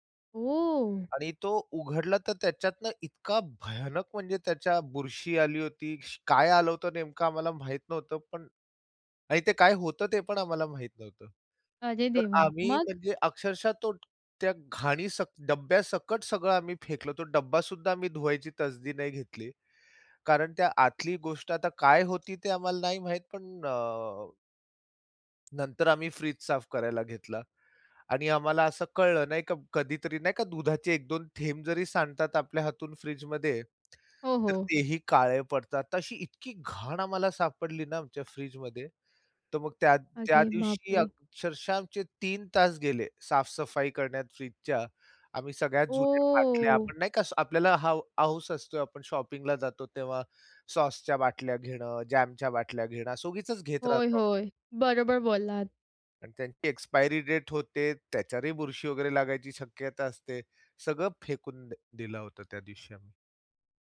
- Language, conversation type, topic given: Marathi, podcast, अन्नसाठा आणि स्वयंपाकघरातील जागा गोंधळमुक्त कशी ठेवता?
- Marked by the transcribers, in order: other noise; tapping; tongue click; tongue click; other background noise; drawn out: "ओह!"; in English: "शॉपिंगला"